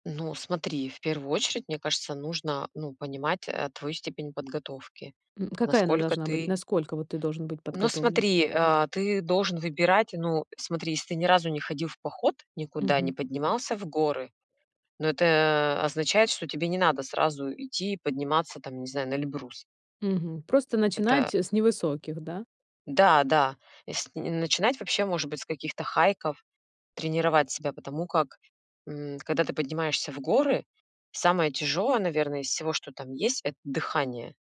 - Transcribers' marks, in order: none
- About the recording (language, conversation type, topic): Russian, podcast, Как поездка в горы изменила твой взгляд на жизнь?